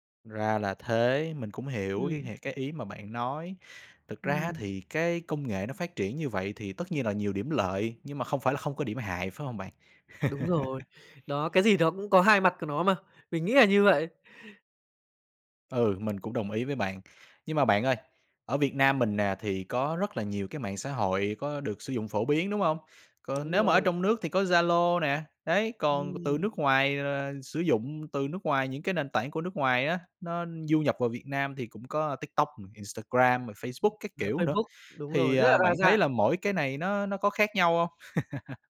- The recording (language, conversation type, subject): Vietnamese, podcast, Bạn nghĩ mạng xã hội đã thay đổi cách bạn giữ liên lạc với mọi người như thế nào?
- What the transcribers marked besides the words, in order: tapping; laugh; other background noise; laugh